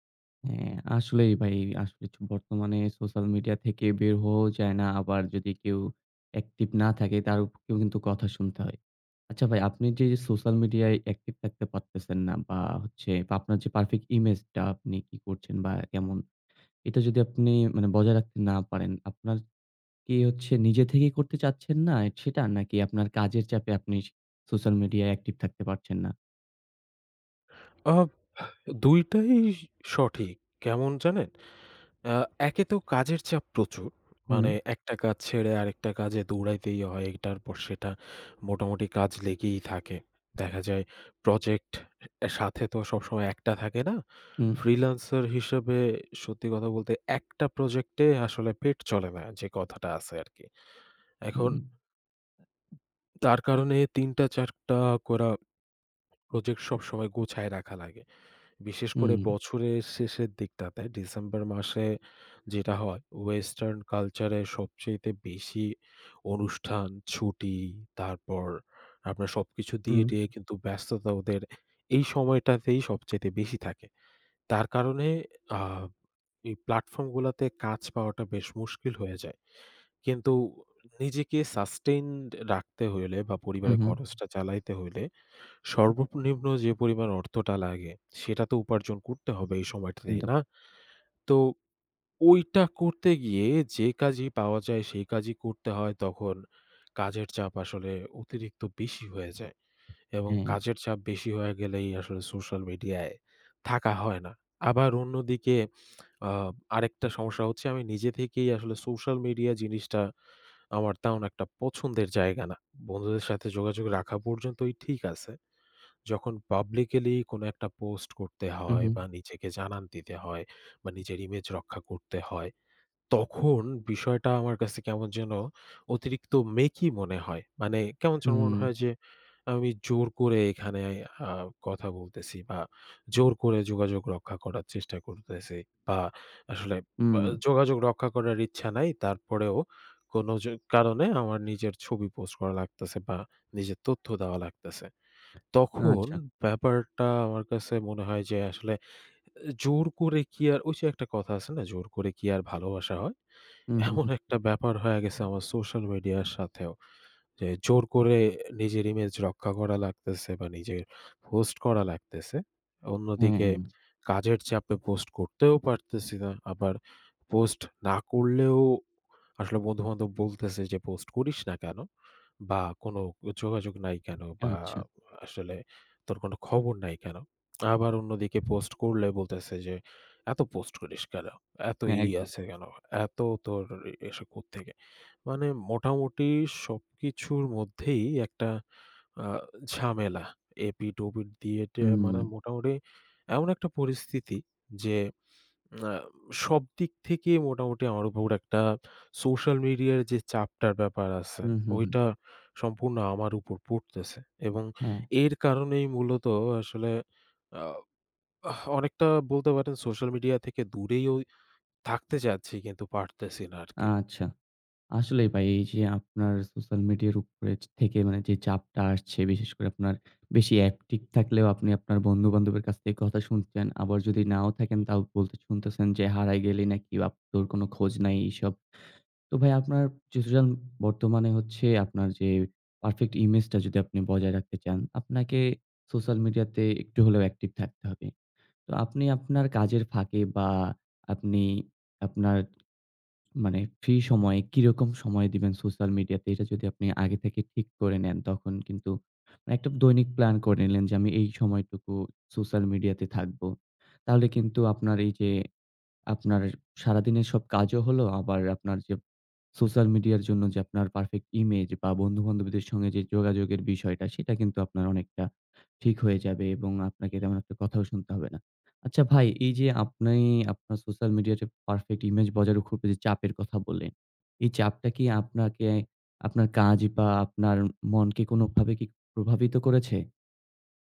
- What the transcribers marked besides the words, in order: other background noise; tapping; swallow; swallow; "একদম" said as "একদপ"; lip smack; laughing while speaking: "এমন একটা"; other noise; lip smack; swallow; horn
- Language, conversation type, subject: Bengali, advice, সোশ্যাল মিডিয়ায় ‘পারফেক্ট’ ইমেজ বজায় রাখার চাপ
- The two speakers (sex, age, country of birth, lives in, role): male, 20-24, Bangladesh, Bangladesh, advisor; male, 20-24, Bangladesh, Bangladesh, user